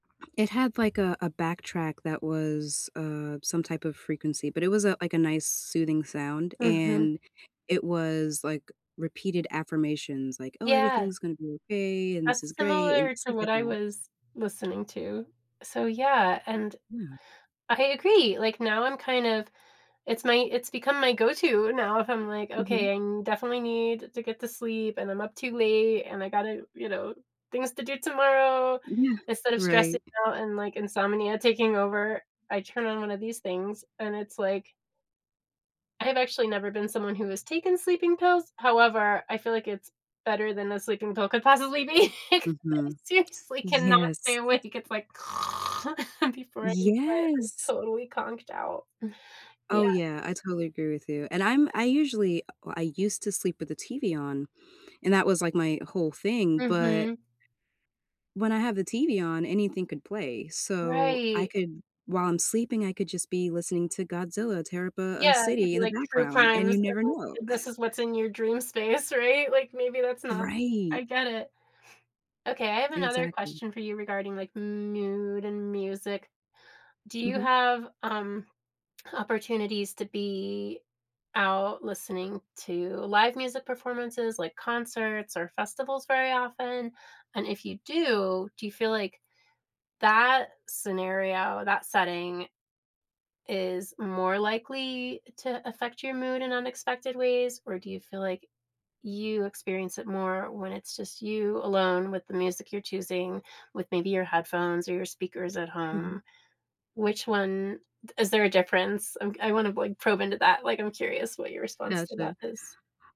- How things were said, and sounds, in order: other background noise; tapping; laughing while speaking: "possibly be, ‘cause I seriously cannot stay awake"; other noise; laughing while speaking: "before I knew it, I'm"; chuckle; drawn out: "mood"
- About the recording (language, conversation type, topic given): English, unstructured, What are some unexpected ways music can affect your mood?
- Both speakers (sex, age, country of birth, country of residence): female, 35-39, United States, United States; female, 55-59, United States, United States